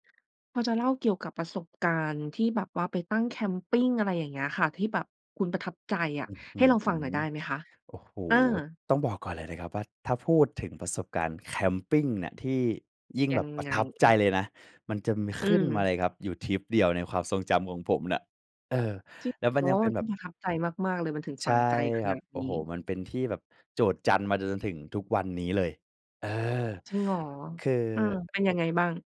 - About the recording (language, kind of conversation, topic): Thai, podcast, เล่าเกี่ยวกับประสบการณ์แคมป์ปิ้งที่ประทับใจหน่อย?
- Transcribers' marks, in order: other background noise